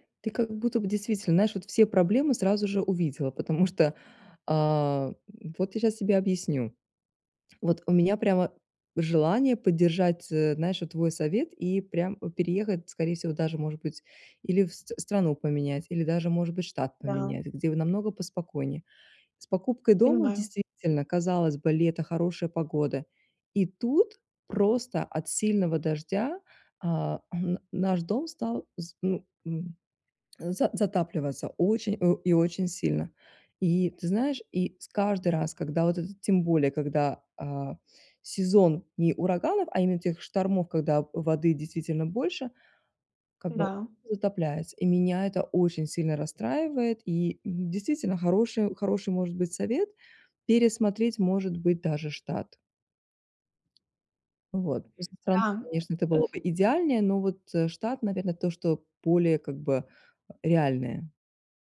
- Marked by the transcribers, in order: other background noise
- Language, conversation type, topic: Russian, advice, Как справиться с тревогой из-за мировых новостей?